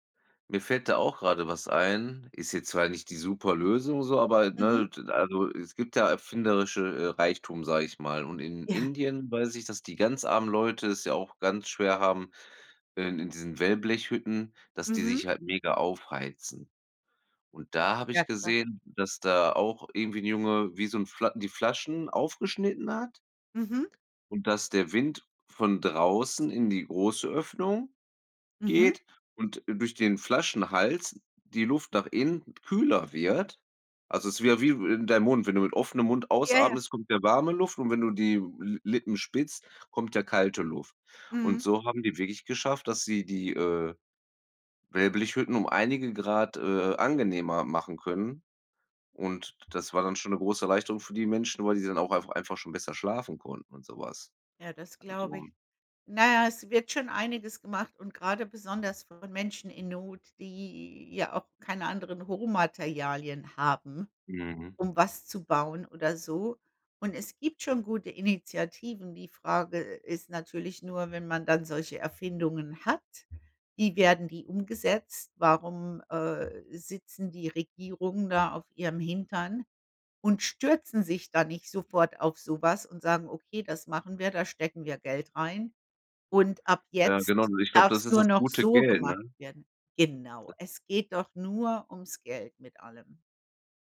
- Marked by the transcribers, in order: tapping; other background noise
- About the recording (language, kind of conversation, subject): German, unstructured, Wie beeinflusst Plastik unsere Meere und die darin lebenden Tiere?